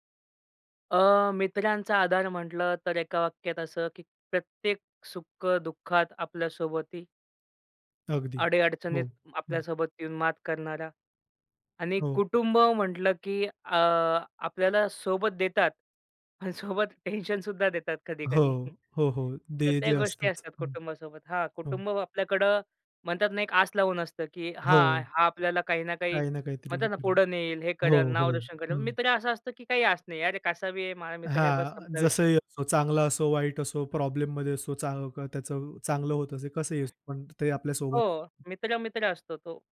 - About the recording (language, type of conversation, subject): Marathi, podcast, मित्रांकडून मिळणारा आधार आणि कुटुंबाकडून मिळणारा आधार यातील मूलभूत फरक तुम्ही कसा समजावाल?
- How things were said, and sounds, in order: laughing while speaking: "अन् सोबत टेन्शन सुद्धा देतात कधी-कधी"; laughing while speaking: "हो"; other noise; tapping